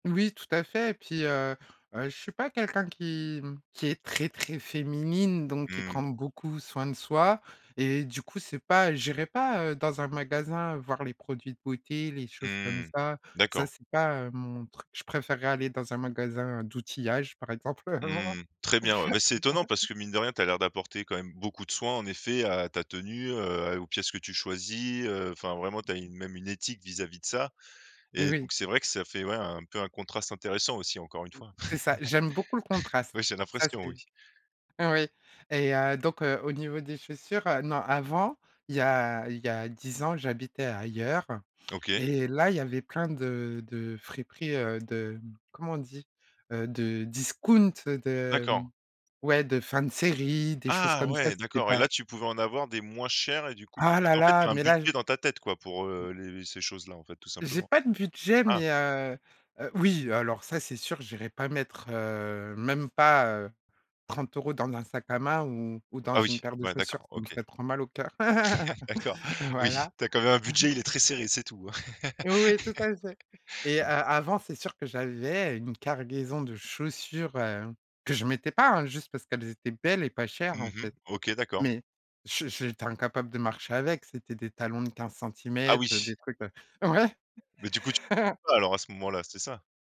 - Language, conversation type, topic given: French, podcast, Comment définirais-tu ton esthétique personnelle ?
- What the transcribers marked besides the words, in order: laugh; other background noise; laugh; in English: "discount"; stressed: "discount"; surprised: "Ah ouais"; laugh; chuckle; laugh; unintelligible speech; tapping; chuckle